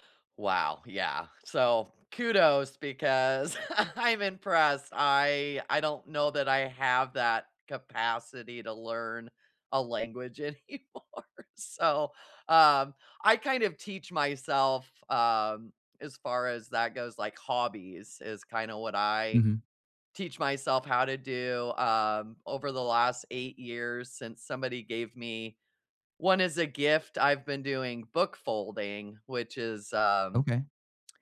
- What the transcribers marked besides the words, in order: other background noise; laugh; laughing while speaking: "anymore, so"
- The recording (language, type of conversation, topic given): English, unstructured, Have you ever taught yourself a new skill, and how did it feel?
- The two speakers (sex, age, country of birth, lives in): female, 45-49, United States, United States; male, 35-39, United States, United States